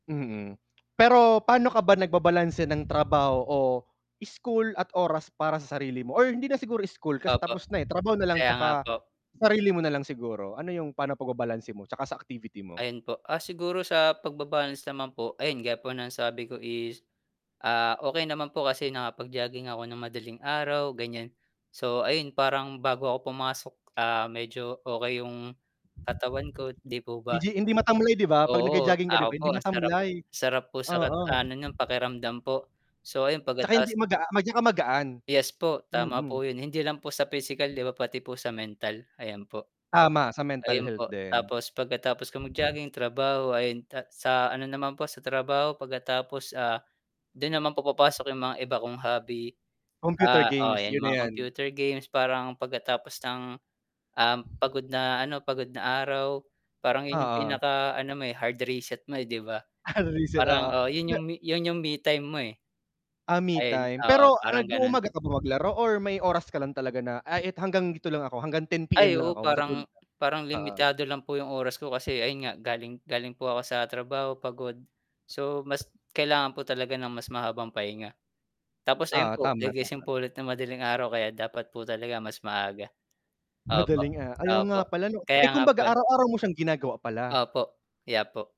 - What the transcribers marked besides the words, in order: lip smack; wind; static; other background noise; laughing while speaking: "Ah, re-reset"; tapping
- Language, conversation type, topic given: Filipino, unstructured, Ano ang madalas mong gawin kapag may libreng oras ka?
- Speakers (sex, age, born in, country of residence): male, 25-29, Philippines, Philippines; male, 30-34, Philippines, Philippines